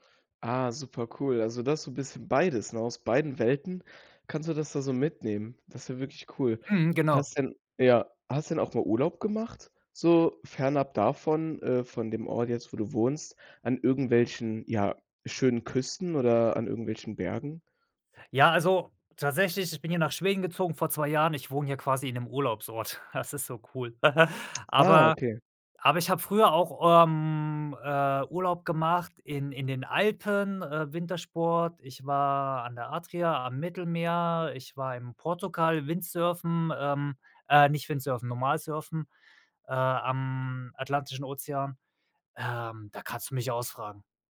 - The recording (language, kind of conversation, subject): German, podcast, Was fasziniert dich mehr: die Berge oder die Küste?
- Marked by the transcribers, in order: giggle